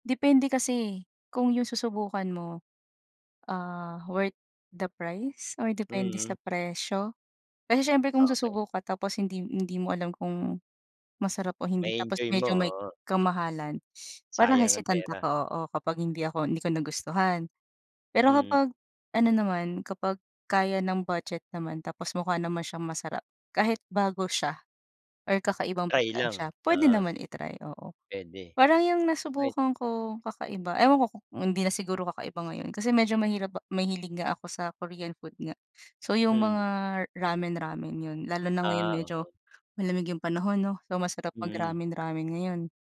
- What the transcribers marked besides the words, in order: other background noise; tapping
- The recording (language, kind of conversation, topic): Filipino, unstructured, Ano ang pinaka-masarap o pinaka-kakaibang pagkain na nasubukan mo?
- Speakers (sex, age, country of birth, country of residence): female, 35-39, Philippines, Philippines; male, 50-54, Philippines, Philippines